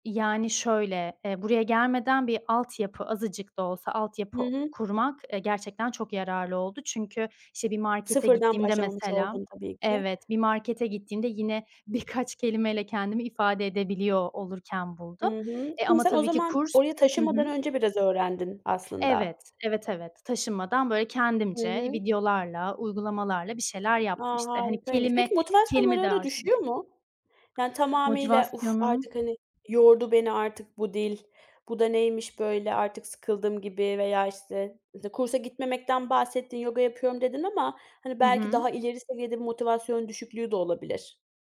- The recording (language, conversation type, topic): Turkish, podcast, Kendini öğrenmeye nasıl motive ediyorsun?
- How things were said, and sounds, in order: inhale